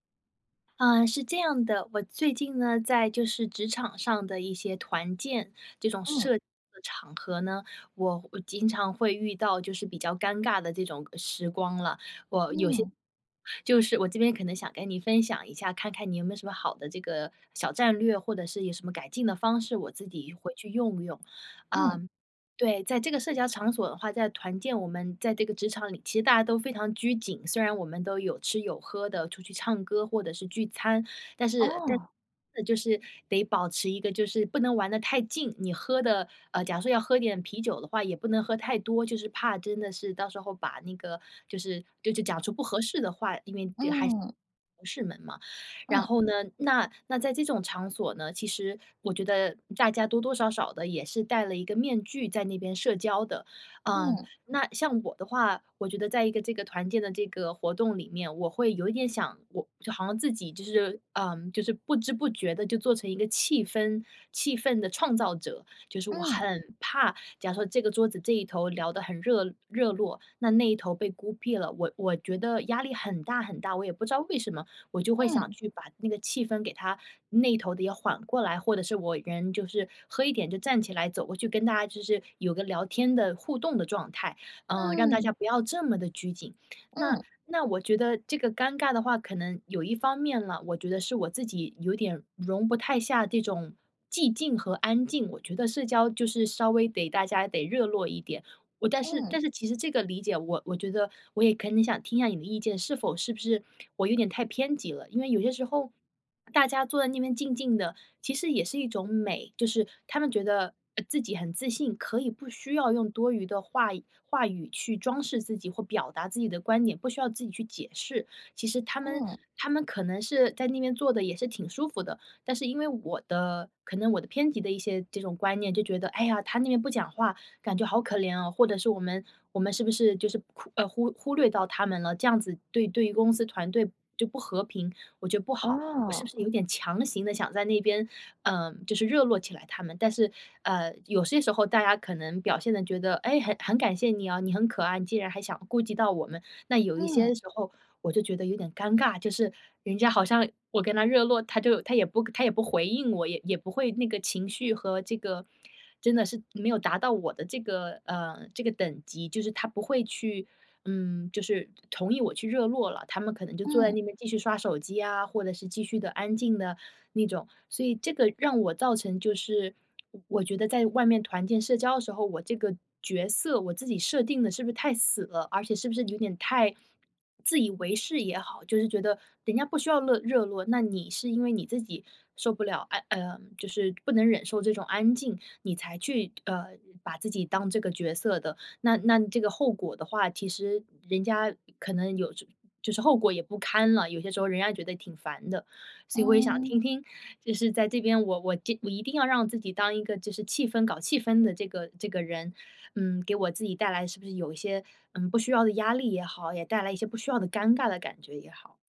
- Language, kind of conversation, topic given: Chinese, advice, 如何在社交场合应对尴尬局面
- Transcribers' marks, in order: tapping; other background noise